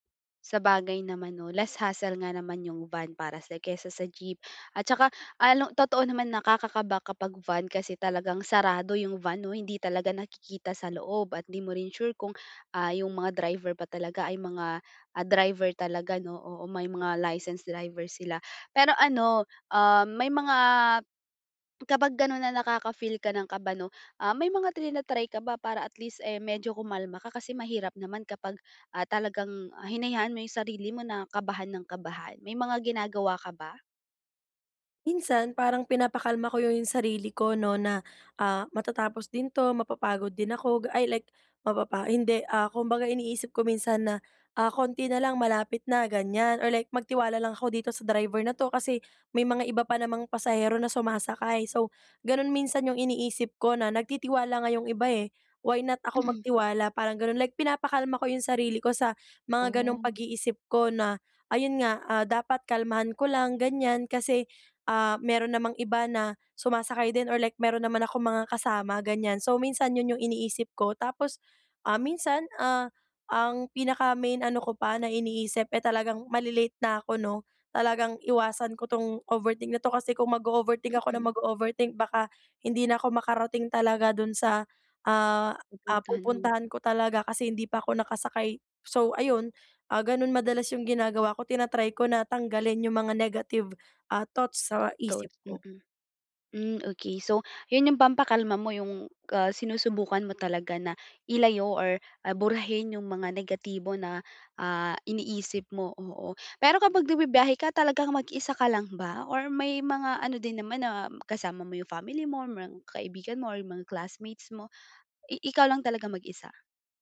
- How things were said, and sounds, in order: "merong" said as "mreng"
- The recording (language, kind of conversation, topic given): Filipino, advice, Paano ko mababawasan ang kaba at takot ko kapag nagbibiyahe?